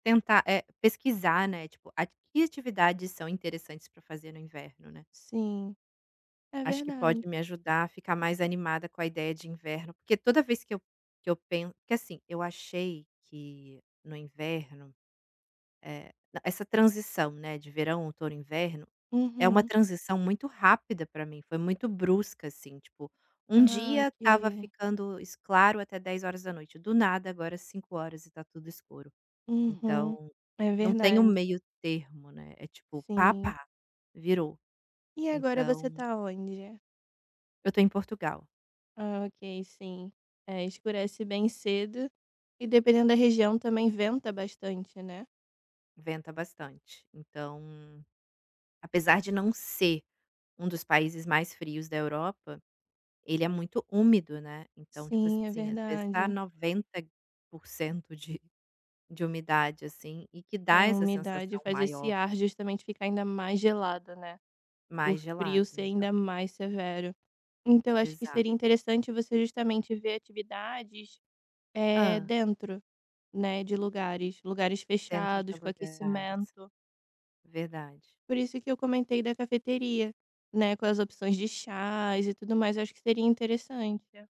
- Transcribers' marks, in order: none
- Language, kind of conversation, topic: Portuguese, advice, Como posso lidar com cansaço e baixa energia no dia a dia?